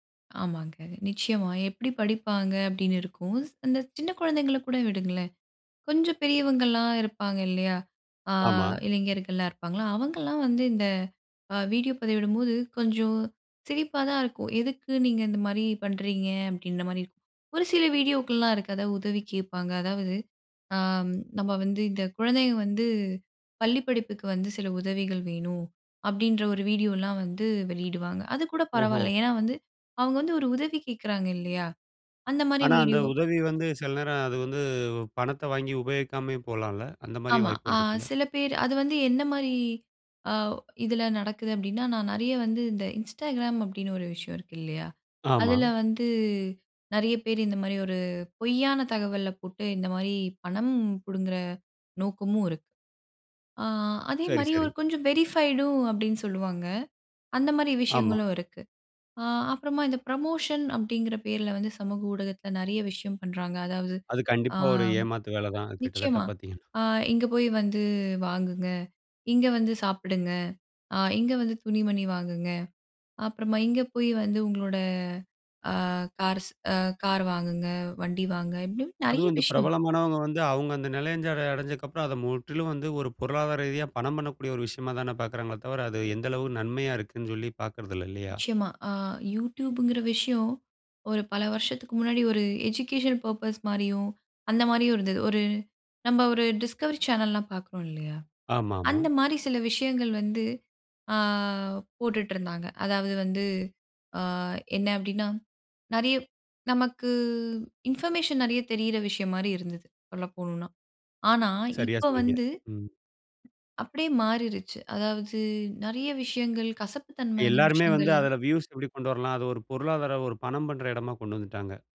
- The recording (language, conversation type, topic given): Tamil, podcast, தொலைபேசி மற்றும் சமூக ஊடக பயன்பாட்டைக் கட்டுப்படுத்த நீங்கள் என்னென்ன வழிகள் பின்பற்றுகிறீர்கள்?
- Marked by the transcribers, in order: other background noise; in English: "வெரிஃபைடும்"; drawn out: "வந்து"; in English: "கார்ஸ்"; "நிலையை சேர" said as "நிலையஞ்சர"; in English: "எஜுகேஷன் பர்ப்பஸ்"; drawn out: "ஆ"; drawn out: "நமக்கு"; in English: "இன்ஃபர்மேஷன்"; in English: "வ்யூஸ்"